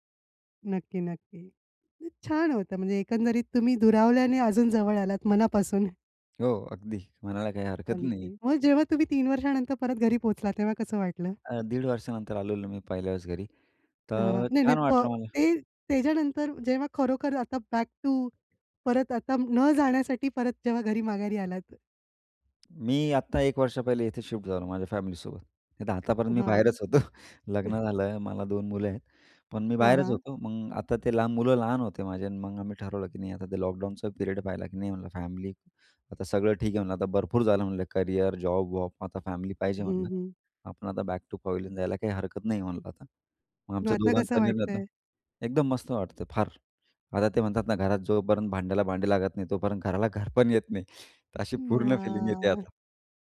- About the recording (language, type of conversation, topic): Marathi, podcast, लांब राहूनही कुटुंबाशी प्रेम जपण्यासाठी काय कराल?
- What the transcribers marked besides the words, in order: tapping; other background noise; in English: "बॅक टू"; laughing while speaking: "होतो"; chuckle; in English: "पिरियड"; in English: "बॅक टू पवेलियन"; laughing while speaking: "घरपण येत नाही, तर अशी पूर्ण फिलिंग येते आता"; drawn out: "अ, आह"